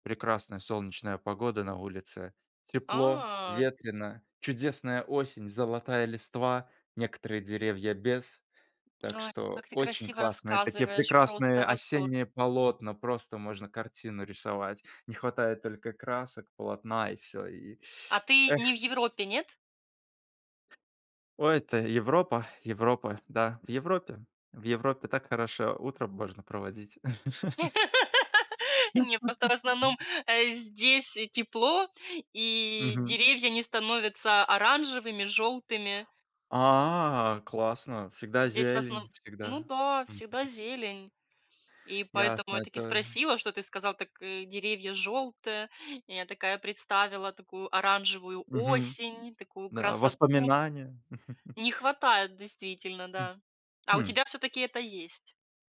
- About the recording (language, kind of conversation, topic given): Russian, podcast, Расскажи про свой идеальный утренний распорядок?
- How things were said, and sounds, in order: drawn out: "А"; tsk; other background noise; laugh; laugh; tapping; laugh; drawn out: "А"; chuckle